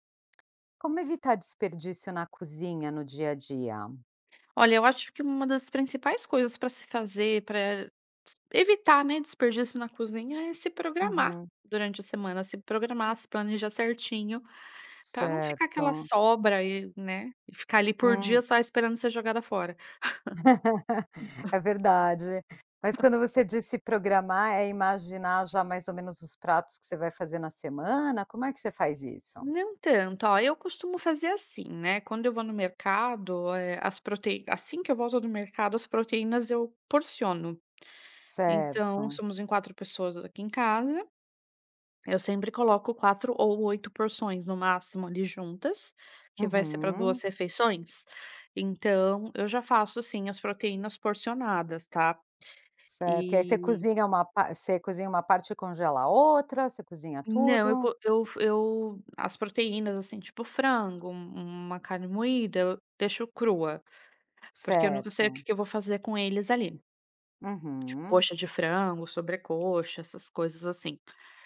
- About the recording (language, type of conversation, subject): Portuguese, podcast, Como evitar o desperdício na cozinha do dia a dia?
- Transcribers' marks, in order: tapping; laugh